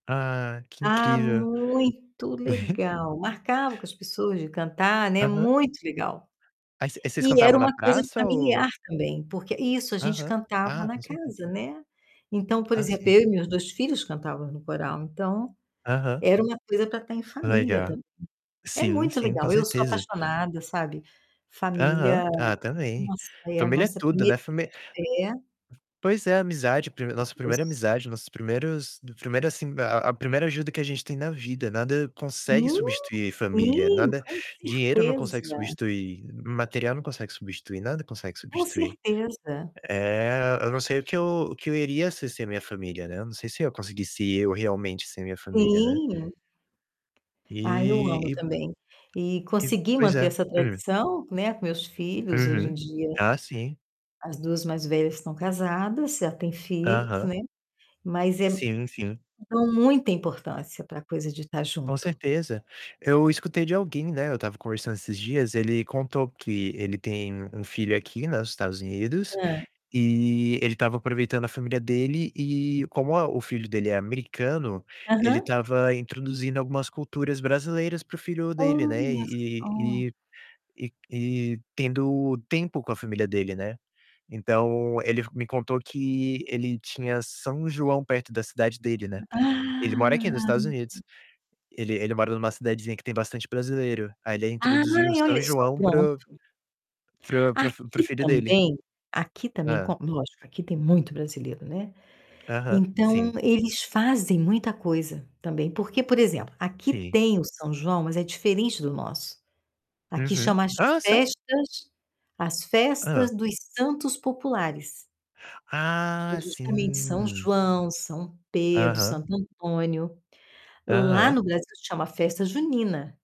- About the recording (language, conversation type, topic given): Portuguese, unstructured, Como você costuma passar o tempo com sua família?
- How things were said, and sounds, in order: chuckle; other background noise; tapping; distorted speech; static; drawn out: "Ah!"